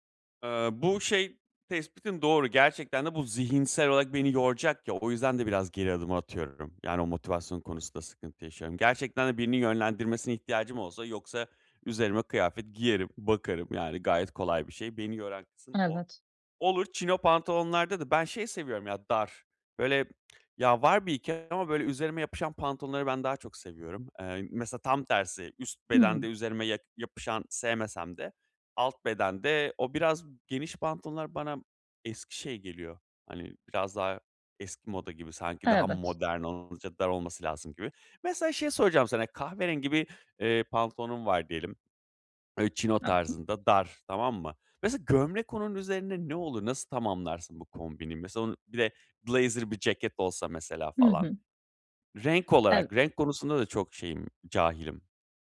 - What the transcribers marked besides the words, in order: other background noise; in English: "chino"; unintelligible speech; in English: "chino"
- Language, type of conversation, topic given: Turkish, advice, Alışverişte karar vermakta neden zorlanıyorum?